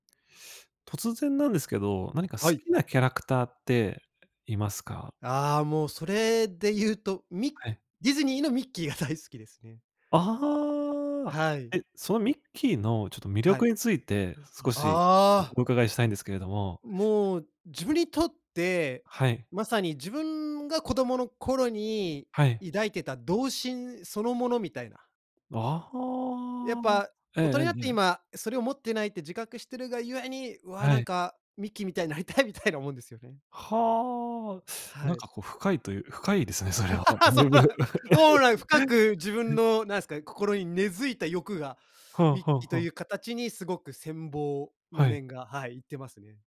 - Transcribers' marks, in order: tapping; laugh; laughing while speaking: "そうなん"; laugh; other noise
- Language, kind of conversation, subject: Japanese, podcast, 好きなキャラクターの魅力を教えてくれますか？